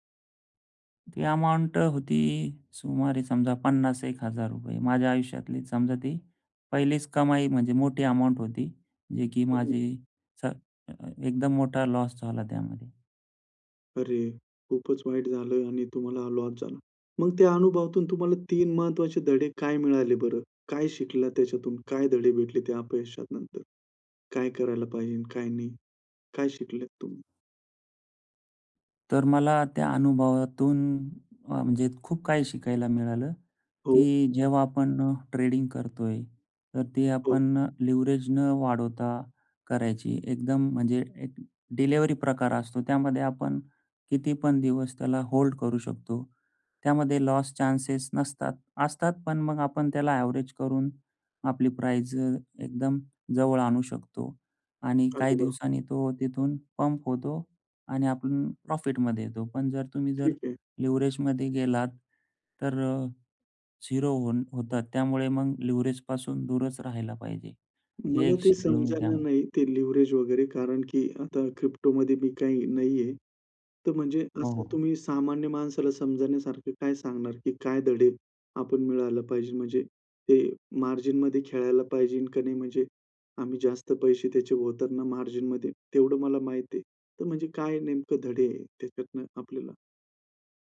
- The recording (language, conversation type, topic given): Marathi, podcast, कामात अपयश आलं तर तुम्ही काय शिकता?
- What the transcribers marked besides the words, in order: sad: "अरे! खूपच वाईट झालं आणि तुम्हाला लॉस झाला"; in English: "ट्रेडिंग"; in English: "लिव्हरेज"; in English: "लॉस चान्सेस"; in English: "एव्हरेज"; in English: "लिव्हरेज"; in English: "लिव्हरेजपासून"; in English: "लिव्हरेज"; in English: "मार्जिनमध्ये"; in English: "मार्जिनमध्ये"